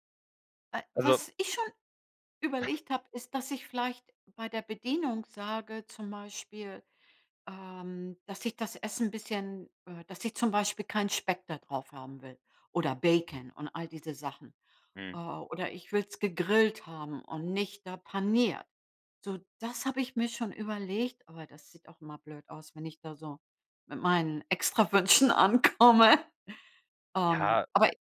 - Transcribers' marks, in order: other noise; laughing while speaking: "ankomme"
- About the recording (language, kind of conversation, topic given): German, advice, Wie kann ich meine Routinen beibehalten, wenn Reisen oder Wochenenden sie komplett durcheinanderbringen?